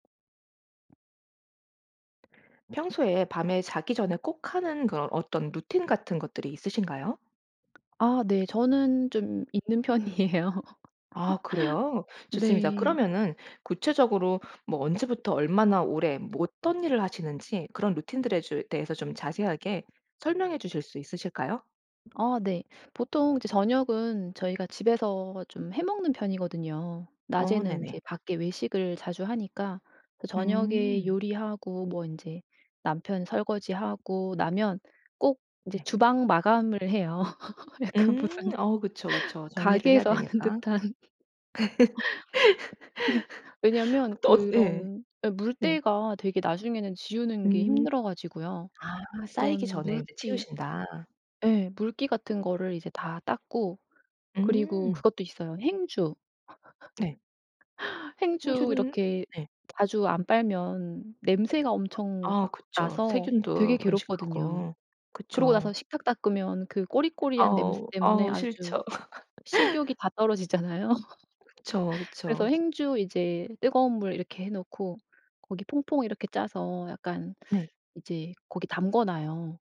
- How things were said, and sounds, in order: other background noise; tapping; laughing while speaking: "편이에요"; laugh; laugh; laughing while speaking: "약간 무슨"; laughing while speaking: "하는 듯한"; laugh; laugh; laugh
- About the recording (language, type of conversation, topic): Korean, podcast, 밤에 잠들기 전에 보통 어떤 루틴을 하시나요?